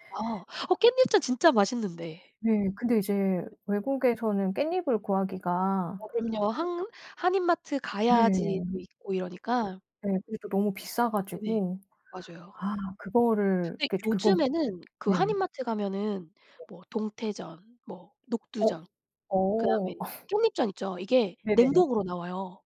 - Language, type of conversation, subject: Korean, unstructured, 명절이 되면 가장 기대되는 문화는 무엇인가요?
- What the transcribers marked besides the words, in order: tapping; other background noise; other noise; laugh